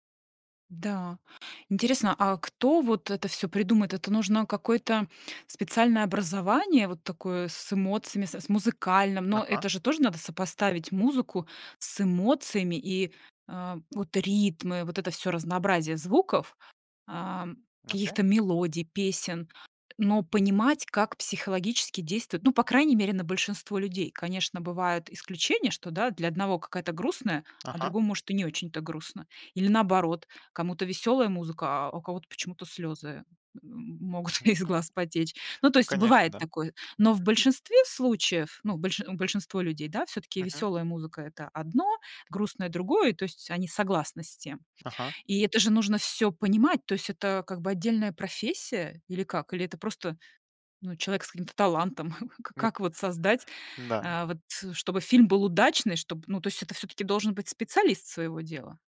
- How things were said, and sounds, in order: tapping; laughing while speaking: "могут из глаз"; other background noise; chuckle
- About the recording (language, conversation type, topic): Russian, podcast, Как хороший саундтрек помогает рассказу в фильме?